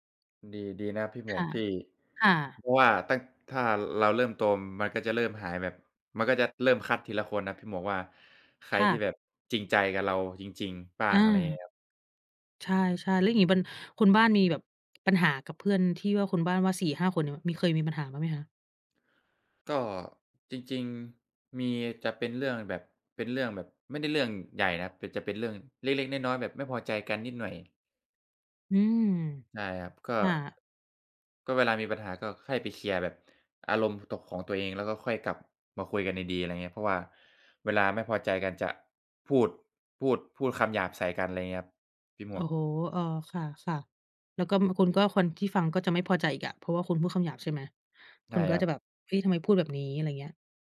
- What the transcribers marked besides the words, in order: none
- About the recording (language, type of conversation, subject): Thai, unstructured, เพื่อนที่ดีมีผลต่อชีวิตคุณอย่างไรบ้าง?
- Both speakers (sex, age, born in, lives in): female, 30-34, Thailand, United States; male, 20-24, Thailand, Thailand